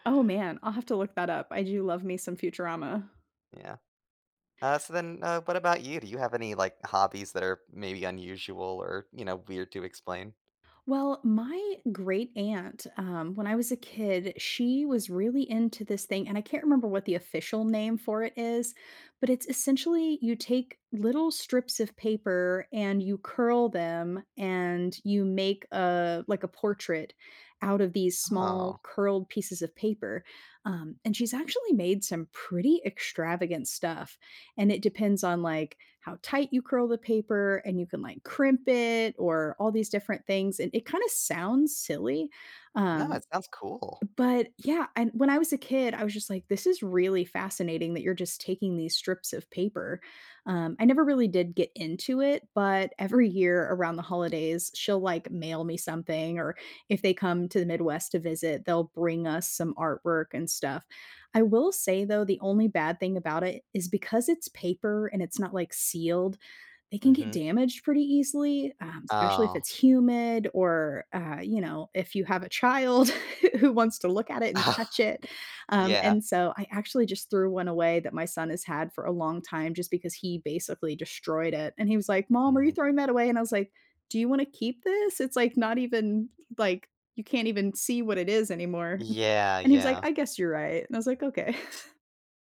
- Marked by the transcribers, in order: other background noise; chuckle; chuckle; other noise; chuckle
- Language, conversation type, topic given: English, unstructured, How do I explain a quirky hobby to someone who doesn't understand?